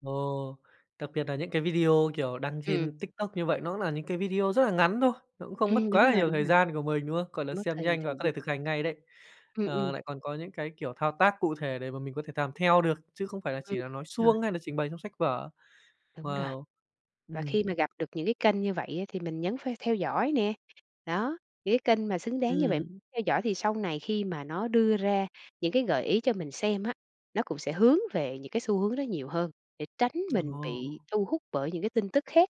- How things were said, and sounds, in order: tapping; "làm" said as "nàm"; other background noise
- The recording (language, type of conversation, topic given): Vietnamese, podcast, Bạn đánh giá và kiểm chứng nguồn thông tin như thế nào trước khi dùng để học?